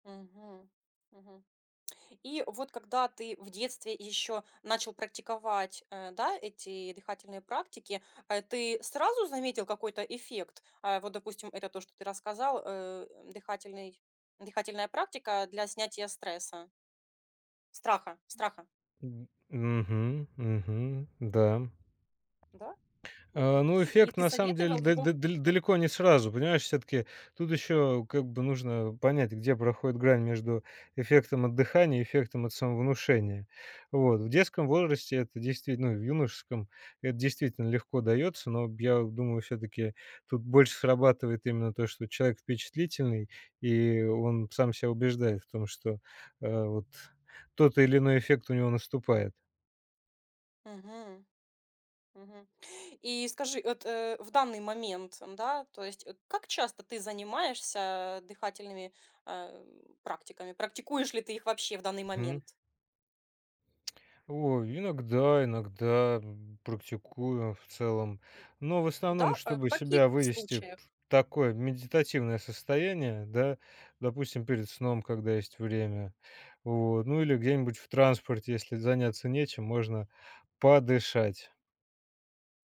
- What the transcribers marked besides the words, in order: tsk; tapping; tsk
- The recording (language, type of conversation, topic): Russian, podcast, Какие дыхательные техники вы пробовали и что у вас лучше всего работает?